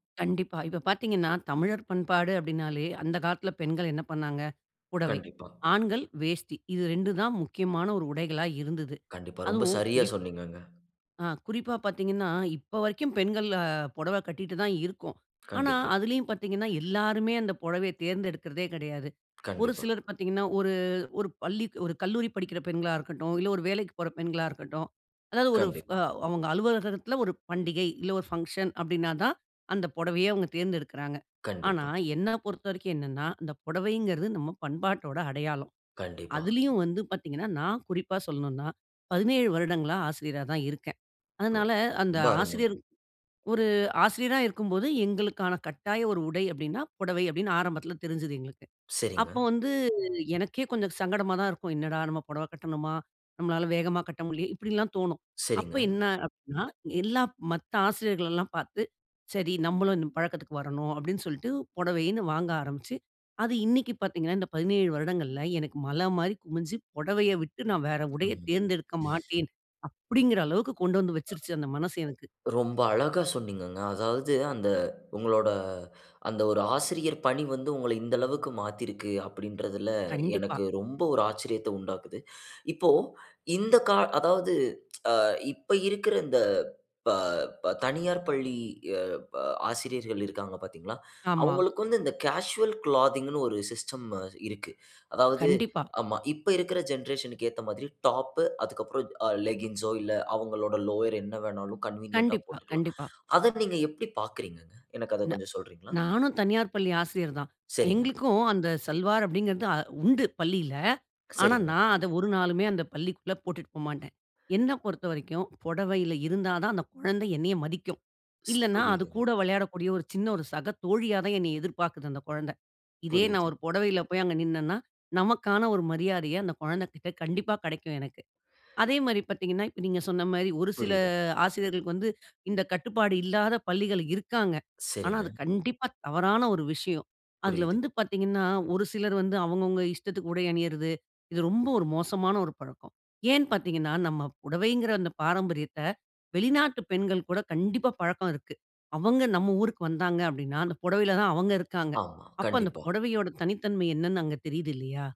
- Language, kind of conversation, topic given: Tamil, podcast, உங்கள் ஆடை உங்கள் பண்பாட்டு அடையாளங்களை எவ்வாறு வெளிப்படுத்துகிறது?
- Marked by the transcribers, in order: other background noise; in English: "கேசுவல் கிளாத்திங்ன்னு"; in English: "சிஸ்டம்"; in English: "ஜெனரேஷனுக்கு"; in English: "டாப்பு"; in English: "லெக்கிங்சோ"; in English: "லோயர்"; in English: "கன்வீனியன்ட்‌டா"; other noise